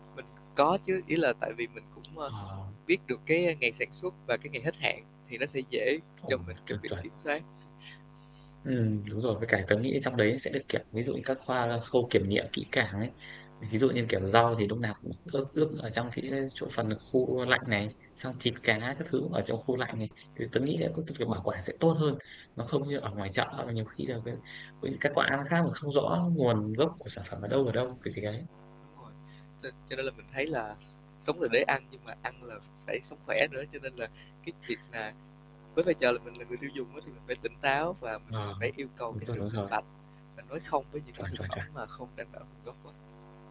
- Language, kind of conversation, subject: Vietnamese, unstructured, Bạn nghĩ sao về việc các quán ăn sử dụng nguyên liệu không rõ nguồn gốc?
- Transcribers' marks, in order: mechanical hum; distorted speech; tapping; other background noise; unintelligible speech